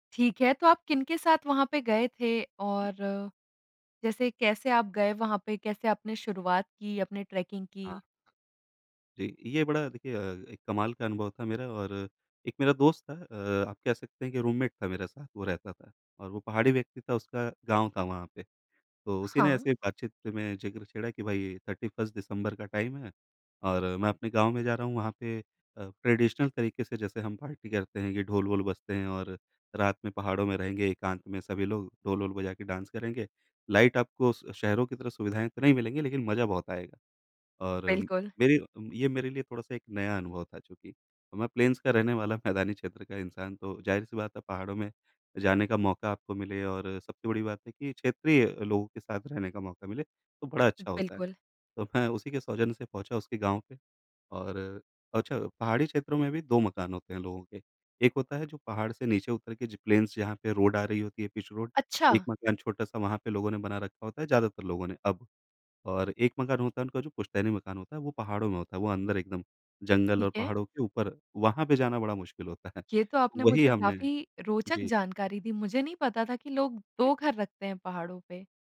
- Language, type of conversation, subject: Hindi, podcast, आपका सबसे यादगार ट्रेकिंग अनुभव कौन-सा रहा है?
- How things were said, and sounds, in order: in English: "ट्रैकिंग"; in English: "रूममेट"; in English: "थर्टी फर्स्ट"; in English: "टाइम"; in English: "ट्रेडिशनल"; in English: "पार्टी"; in English: "डांस"; in English: "लाइट"; in English: "प्लेन्स"; laughing while speaking: "मैदानी"; laughing while speaking: "मैं"; in English: "प्लेन्स"; laughing while speaking: "है"